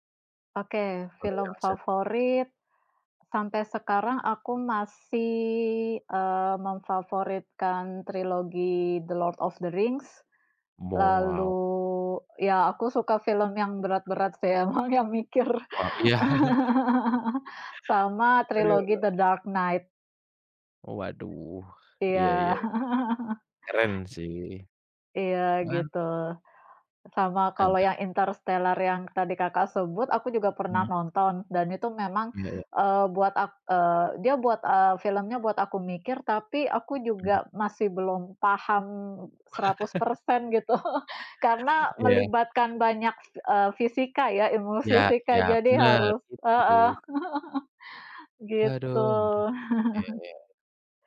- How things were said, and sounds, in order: other background noise; tapping; drawn out: "masih"; drawn out: "Lalu"; "Wow" said as "moaw"; laughing while speaking: "emang"; chuckle; laugh; chuckle; chuckle; chuckle; chuckle; drawn out: "gitu"; chuckle
- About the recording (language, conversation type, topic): Indonesian, unstructured, Apa yang membuat cerita dalam sebuah film terasa kuat dan berkesan?